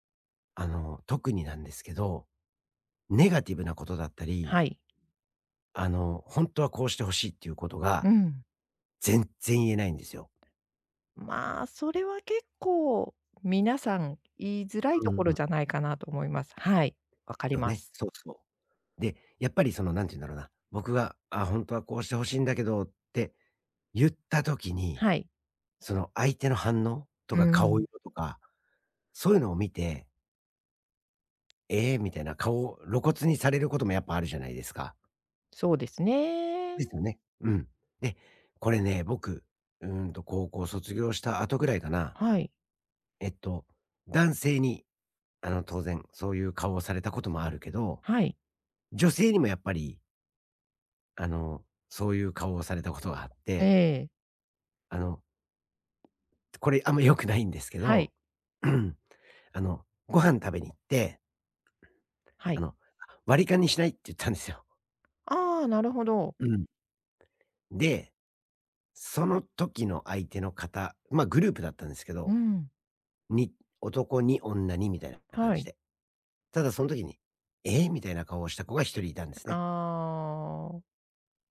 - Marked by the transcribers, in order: other background noise; tapping; laughing while speaking: "言ったんですよ"
- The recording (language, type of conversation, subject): Japanese, advice, 相手の反応を気にして本音を出せないとき、自然に話すにはどうすればいいですか？